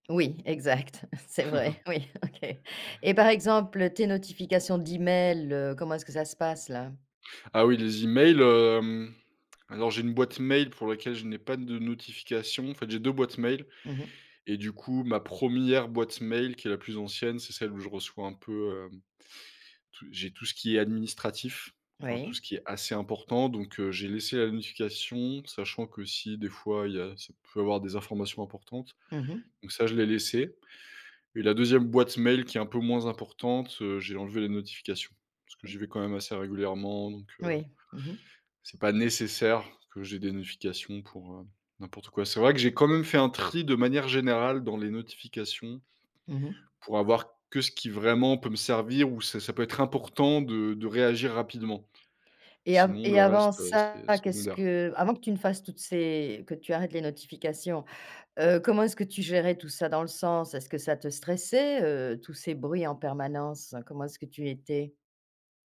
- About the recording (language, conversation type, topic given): French, podcast, Comment gères-tu tes notifications au quotidien ?
- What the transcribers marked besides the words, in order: laughing while speaking: "C'est vrai, oui, OK"; chuckle; stressed: "assez"; tapping; stressed: "nécessaire"